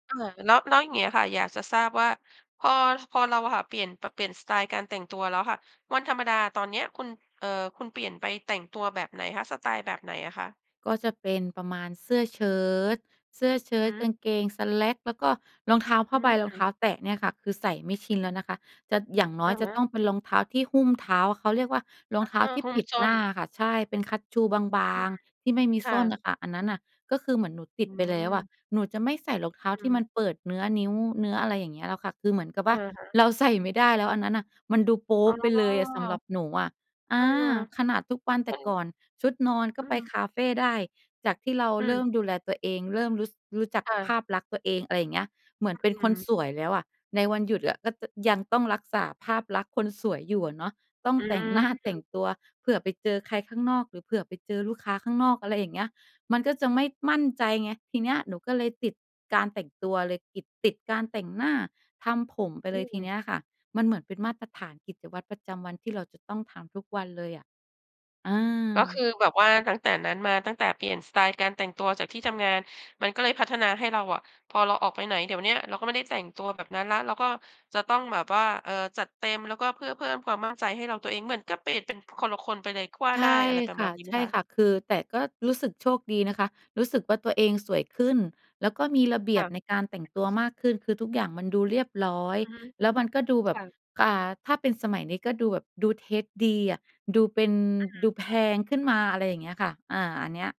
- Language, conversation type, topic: Thai, podcast, ตอนนี้สไตล์ของคุณเปลี่ยนไปยังไงบ้าง?
- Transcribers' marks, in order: unintelligible speech; other background noise